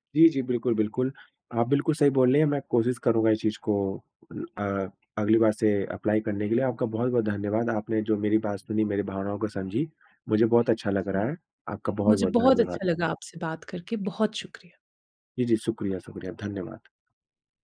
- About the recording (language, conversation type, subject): Hindi, advice, दोस्तों के बीच अपनी अलग रुचि क्यों छुपाते हैं?
- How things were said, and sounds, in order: in English: "अप्लाई"; other noise